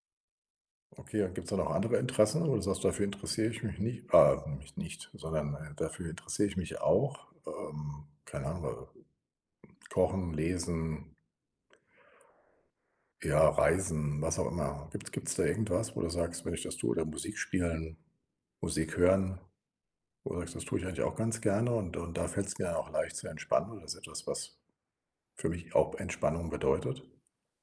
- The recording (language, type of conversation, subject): German, advice, Warum fällt es mir schwer, zu Hause zu entspannen und loszulassen?
- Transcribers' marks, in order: other background noise